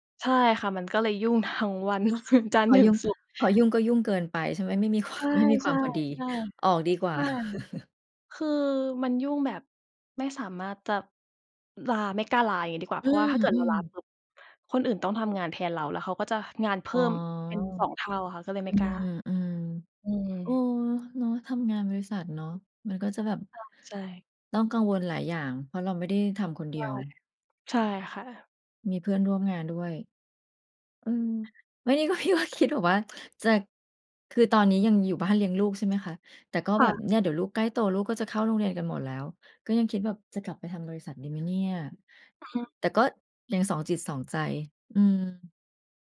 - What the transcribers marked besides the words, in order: laughing while speaking: "คือจันทร์ถึงศุกร์"; laughing while speaking: "ความ"; chuckle; laughing while speaking: "ว่าคิด"; tsk
- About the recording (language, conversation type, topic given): Thai, unstructured, คุณอยากเห็นตัวเองในอีก 5 ปีข้างหน้าเป็นอย่างไร?